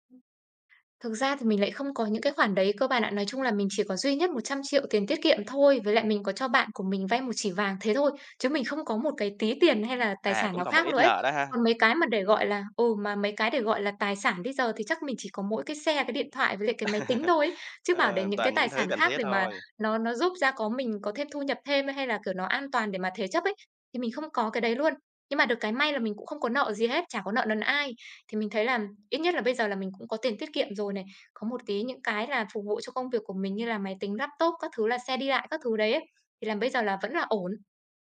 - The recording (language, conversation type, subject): Vietnamese, advice, Làm sao để lập quỹ khẩn cấp khi hiện tại tôi chưa có và đang lo về các khoản chi phí bất ngờ?
- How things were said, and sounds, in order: other background noise; tapping; chuckle